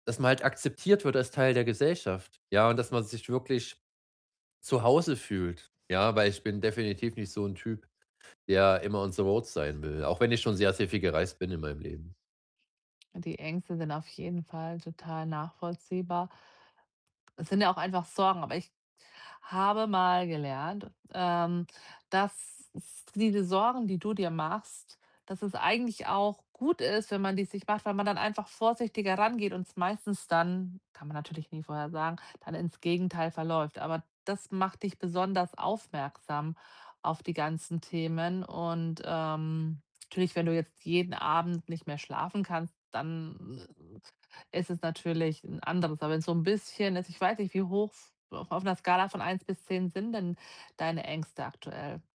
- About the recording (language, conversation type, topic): German, advice, Wie kann ich meine Resilienz stärken und mit der Angst vor einer unsicheren Zukunft umgehen?
- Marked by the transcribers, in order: distorted speech; in English: "on the road"; other background noise; unintelligible speech